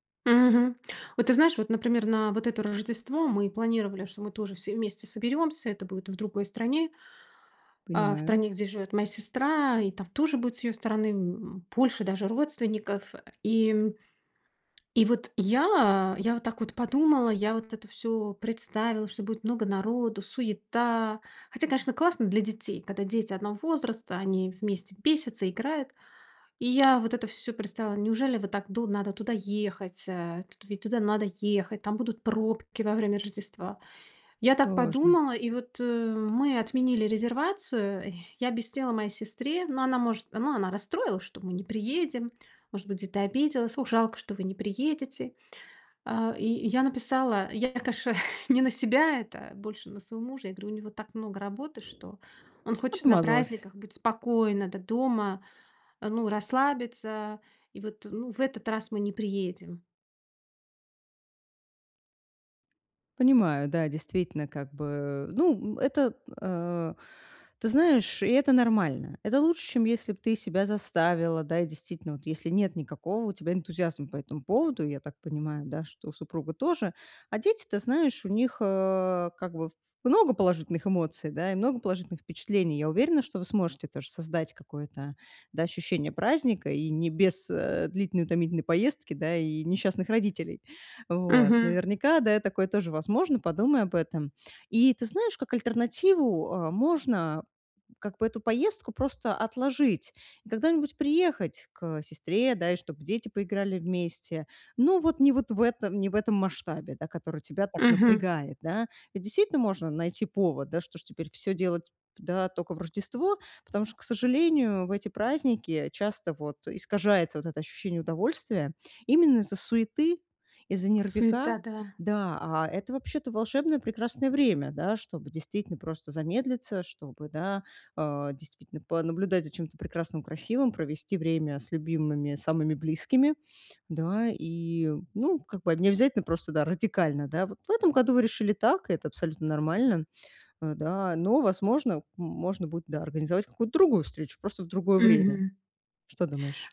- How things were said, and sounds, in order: tapping; stressed: "я"; other background noise; "конечно" said as "кэшна"; chuckle; "говорю" said as "грю"; "только" said as "тока"
- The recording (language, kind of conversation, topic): Russian, advice, Почему я чувствую себя изолированным на вечеринках и встречах?